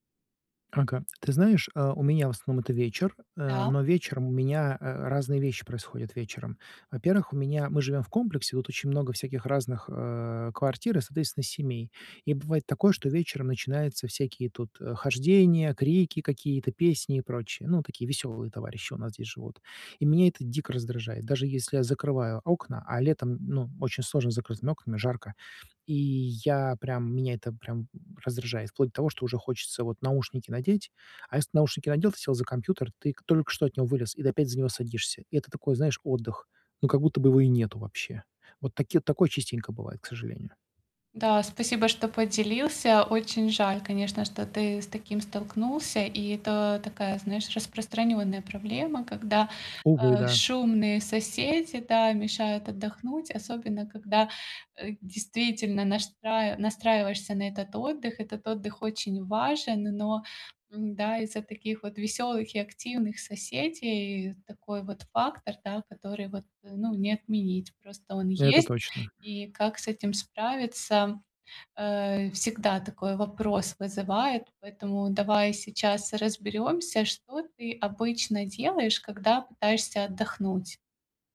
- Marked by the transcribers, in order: tapping; grunt
- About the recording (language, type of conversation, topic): Russian, advice, Почему мне так трудно расслабиться и спокойно отдохнуть дома?